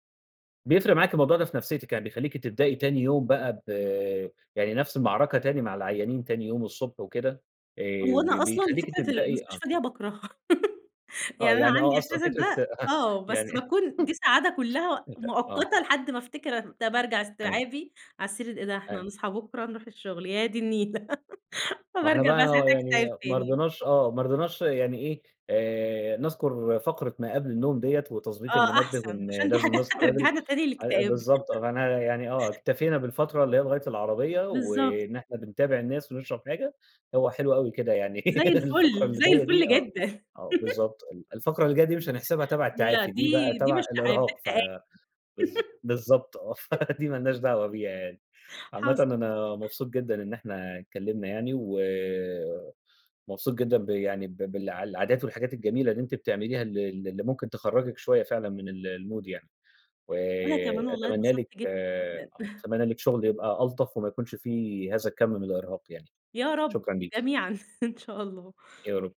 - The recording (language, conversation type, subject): Arabic, podcast, إيه عاداتك اليومية عشان تفصل وتفوق بعد يوم مرهق؟
- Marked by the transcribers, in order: giggle; laugh; giggle; laughing while speaking: "هترجّعنا تاني للإكتئاب"; giggle; giggle; laugh; unintelligible speech; giggle; in English: "المود"; laugh; chuckle